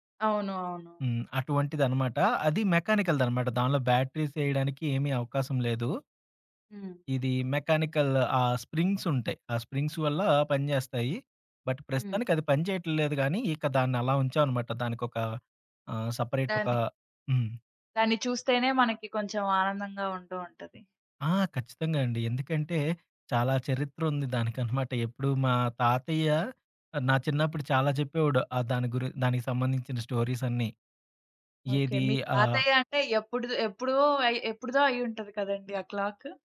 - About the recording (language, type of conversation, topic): Telugu, podcast, ఇంట్లో మీకు అత్యంత విలువైన వస్తువు ఏది, ఎందుకు?
- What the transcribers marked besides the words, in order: in English: "మెకానికల్‌దనమాట"; in English: "బ్యాటరీస్"; in English: "మెకానికల్"; in English: "స్ప్రింగ్స్"; in English: "స్ప్రింగ్స్"; in English: "బట్"; in English: "సెపరేట్"